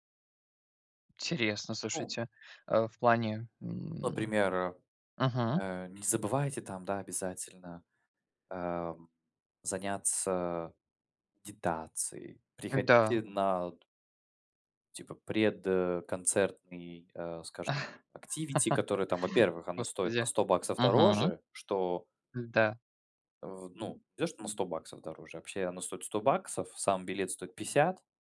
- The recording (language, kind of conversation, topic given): Russian, unstructured, Стоит ли бойкотировать артиста из-за его личных убеждений?
- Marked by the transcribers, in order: tapping; put-on voice: "Не забывайте там, да, обязательно, а, м, заняться дитацией, приходите на"; other noise; in English: "activity"; chuckle